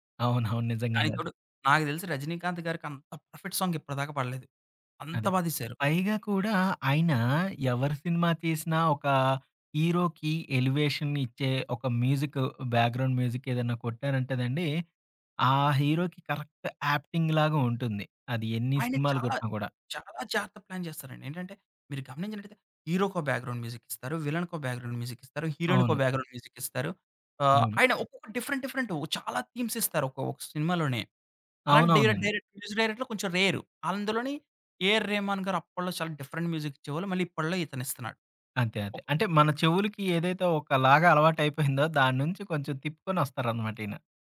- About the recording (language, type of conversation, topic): Telugu, podcast, మీ జీవితాన్ని ప్రతినిధ్యం చేసే నాలుగు పాటలను ఎంచుకోవాలంటే, మీరు ఏ పాటలను ఎంచుకుంటారు?
- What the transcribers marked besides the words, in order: in English: "పర్ఫెక్ట్ సాంగ్"; in English: "హీరోకి ఎలివేషన్"; in English: "మ్యూజిక్ బ్యాక్‌గ్రౌండ్ మ్యూజిక్"; other background noise; in English: "హీరోకి కరెక్ట్ యాప్టింగ్"; in English: "ప్లాన్"; in English: "హీరోకో బ్యాక్‌గ్రౌండ్ మ్యూజిక్"; in English: "విలన్‌కో బ్యాక్‌గ్రౌండ్ మ్యూజిక్"; in English: "హీరోయిన్‌కో బ్యాక్‌గ్రౌండ్ మ్యూజిక్"; in English: "డిఫరెంట్"; in English: "థీమ్స్"; in English: "డై డైరెక్ట్ మ్యూజిక్"; in English: "డిఫరెంట్ మ్యూజిక్"